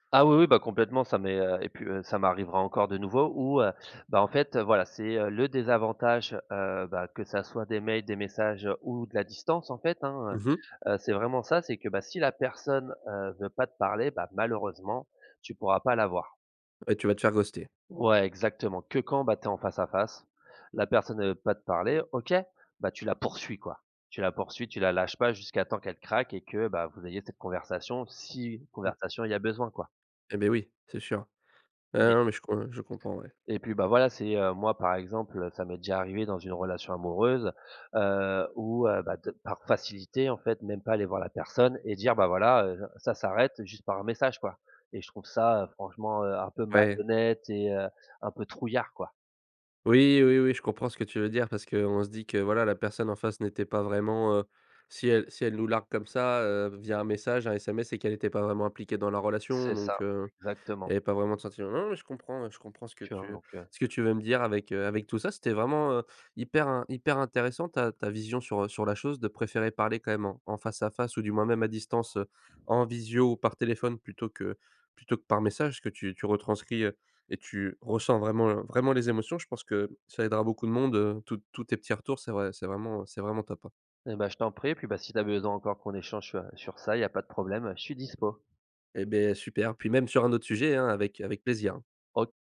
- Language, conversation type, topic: French, podcast, Tu préfères parler en face ou par message, et pourquoi ?
- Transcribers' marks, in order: stressed: "poursuis"; stressed: "trouillard"